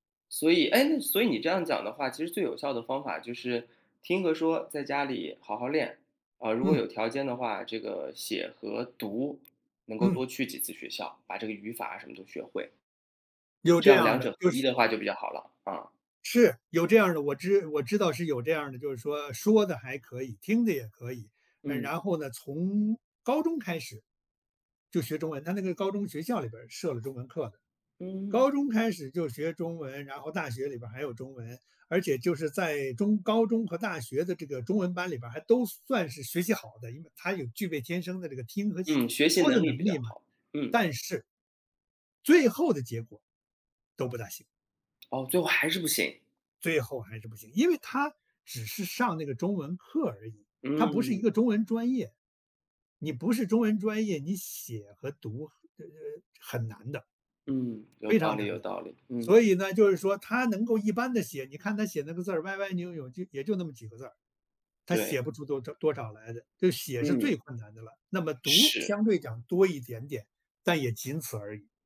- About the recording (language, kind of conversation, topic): Chinese, podcast, 你是怎么教孩子说家乡话或讲家族故事的？
- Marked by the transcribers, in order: tapping